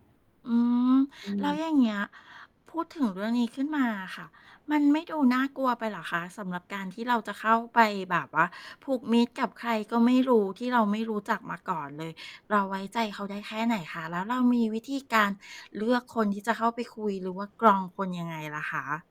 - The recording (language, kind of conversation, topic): Thai, podcast, มีคำแนะนำอะไรบ้างสำหรับคนที่อยากลองเที่ยวคนเดียวครั้งแรก?
- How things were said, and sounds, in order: static